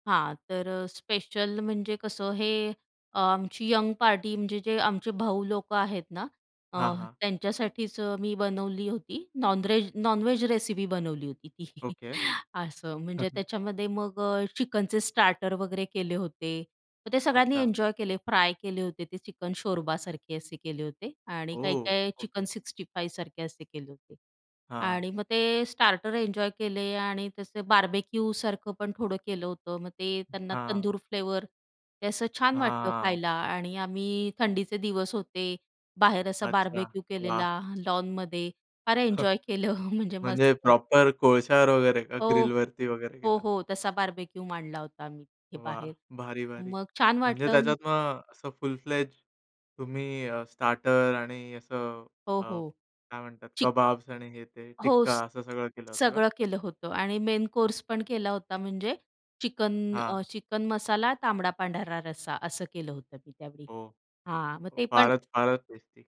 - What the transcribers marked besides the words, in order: laughing while speaking: "ती"; chuckle; in English: "चिकन सिक्स्टी फाईव्ह"; tapping; other background noise; drawn out: "हां"; chuckle; laughing while speaking: "फार एन्जॉय केलं"; chuckle; in English: "फुल फ्लेज"; in English: "मेन कोर्स"
- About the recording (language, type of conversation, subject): Marathi, podcast, घरी जेवायला पाहुणे आले की तुम्ही नेहमी काय बनवता?